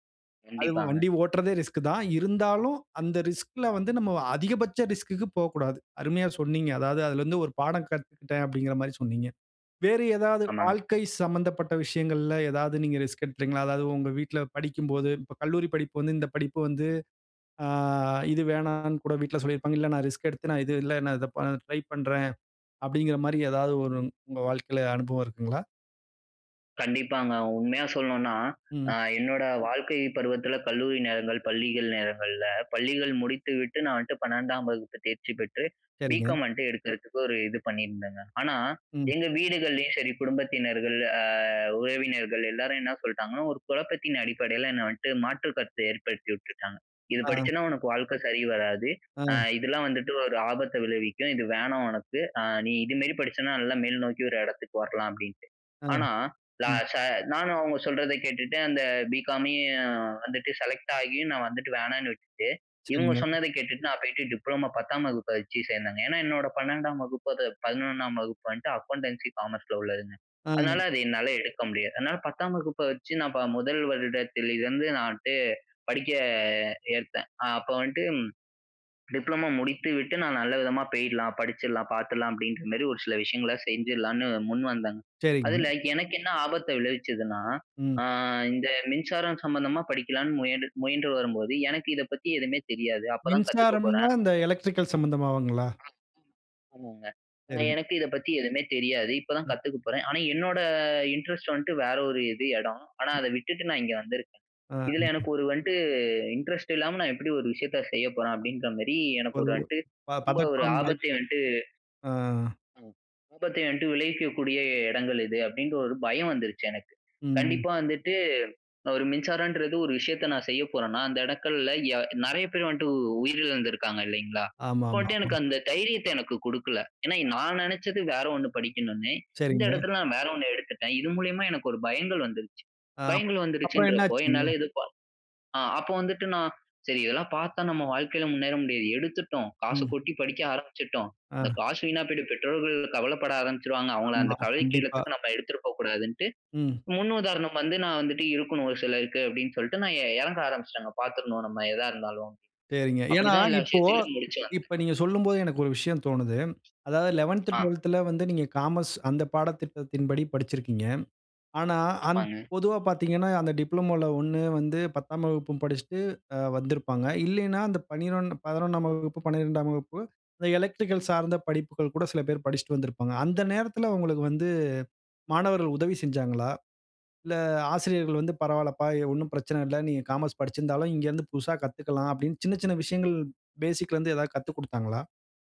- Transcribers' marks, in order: in English: "அக்கவுண்டன்சி காமர்ஸ்ல"; unintelligible speech; other noise; other background noise; unintelligible speech; "இடங்கள்ல" said as "இடக்கள்ல"; unintelligible speech; in English: "காமர்ஸ்"
- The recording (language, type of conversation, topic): Tamil, podcast, ஆபத்தை எவ்வளவு ஏற்க வேண்டும் என்று நீங்கள் எப்படி தீர்மானிப்பீர்கள்?
- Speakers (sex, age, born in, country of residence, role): male, 20-24, India, India, guest; male, 35-39, India, India, host